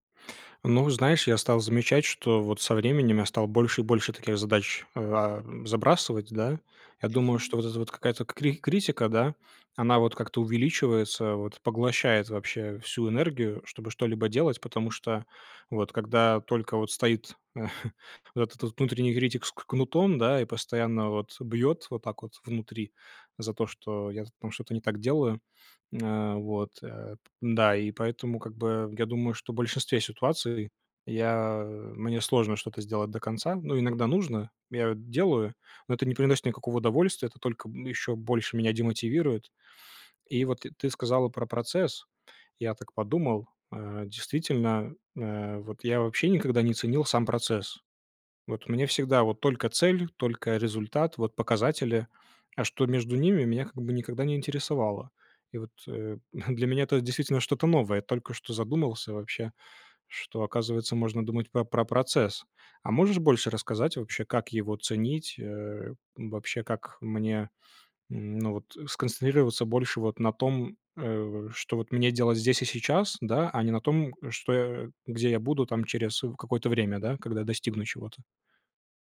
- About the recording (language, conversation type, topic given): Russian, advice, Как справиться с постоянным самокритичным мышлением, которое мешает действовать?
- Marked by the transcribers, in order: chuckle; chuckle